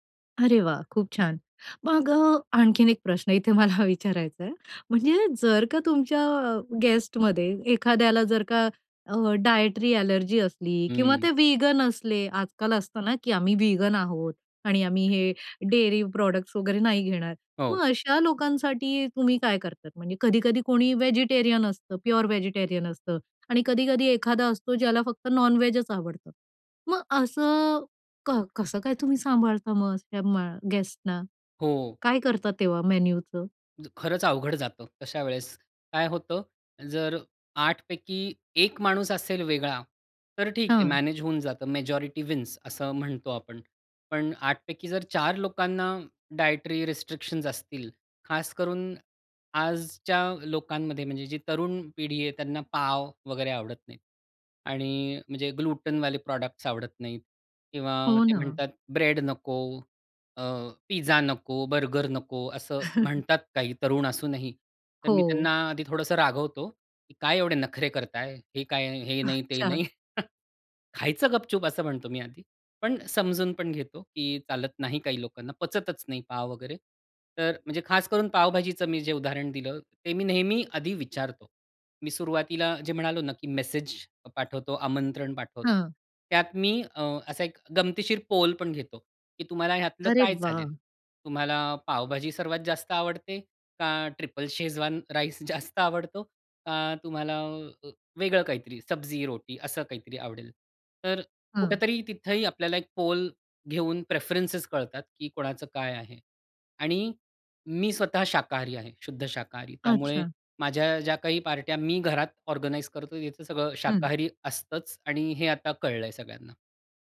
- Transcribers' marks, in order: laughing while speaking: "मला विचारायचा आहे"; in English: "गेस्टमध्ये"; in English: "डायटरी ॲलर्जी"; in English: "वीगन"; in English: "वीगन"; in English: "डेअरी प्रॉडक्ट्स"; in English: "व्हेजिटेरियन"; in English: "प्युअर व्हेजिटेरियन"; in English: "नॉनव्हेजच"; in English: "गेस्टना?"; in English: "मॅजॉरिटी विन्स"; in English: "डायटरी रिस्ट्रिक्शन्स"; in English: "ग्लुटेनवाले प्रॉडक्ट्स"; other background noise; chuckle; chuckle; laughing while speaking: "अच्छा"; chuckle; laughing while speaking: "जास्त"; in English: "ऑर्गनाइझ"
- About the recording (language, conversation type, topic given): Marathi, podcast, जेव्हा पाहुण्यांसाठी जेवण वाढायचे असते, तेव्हा तुम्ही उत्तम यजमान कसे बनता?